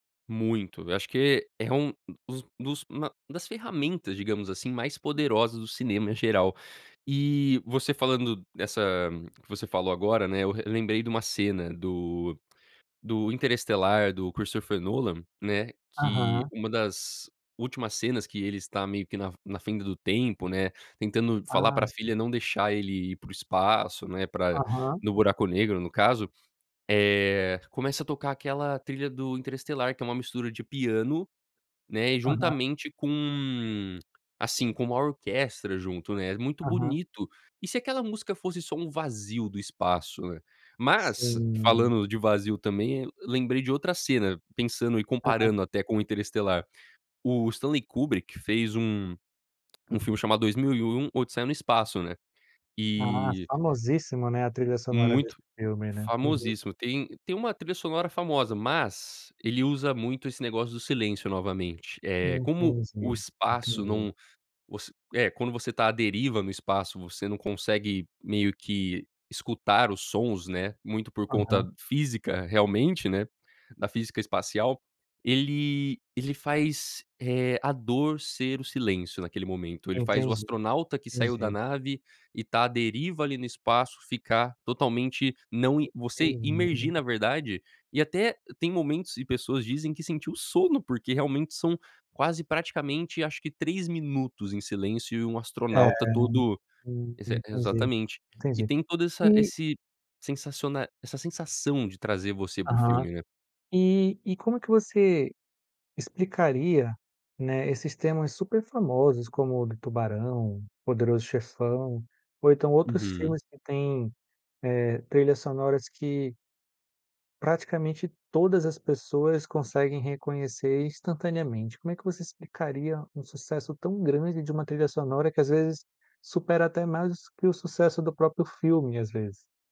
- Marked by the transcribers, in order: none
- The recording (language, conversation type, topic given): Portuguese, podcast, Como a trilha sonora muda sua experiência de um filme?